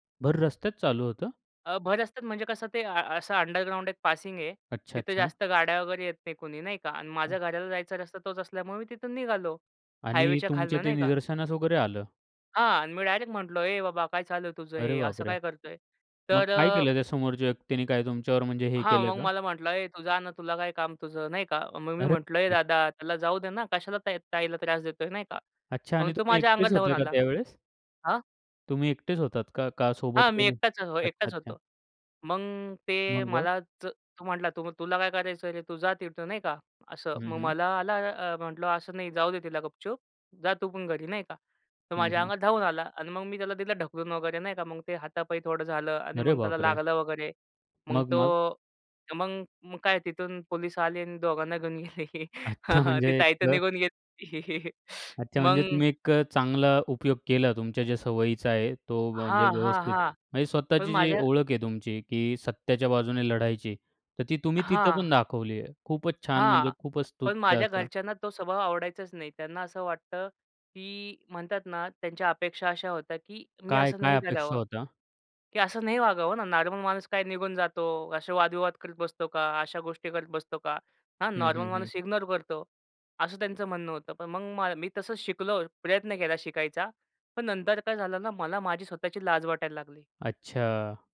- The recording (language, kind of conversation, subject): Marathi, podcast, लोकांच्या अपेक्षा आणि स्वतःची ओळख यांच्यात संतुलन कसे साधावे?
- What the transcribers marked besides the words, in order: tapping; other background noise; put-on voice: "ए, तू जा ना, तुला काय काम तुझं?"; laughing while speaking: "दोघांना घेऊन गेले. ती ताई तर निघून गेली होती"; laughing while speaking: "अच्छा म्हणजे"; chuckle